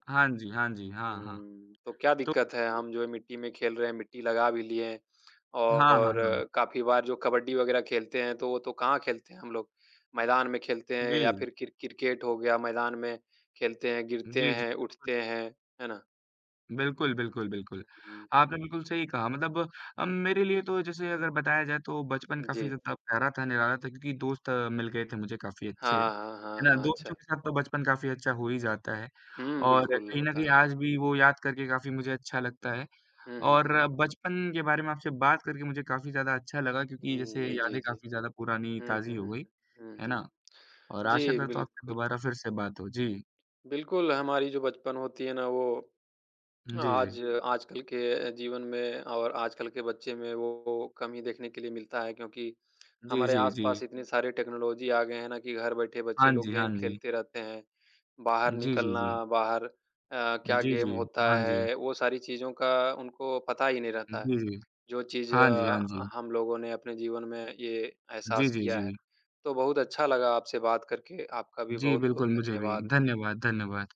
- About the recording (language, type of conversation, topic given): Hindi, unstructured, आपके बचपन का कौन-सा ऐसा पल था जिसने आपका दिल खुश कर दिया?
- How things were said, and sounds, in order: unintelligible speech; in English: "टेक्नोलॉज़ी"; in English: "गेम"; tapping; in English: "गेम"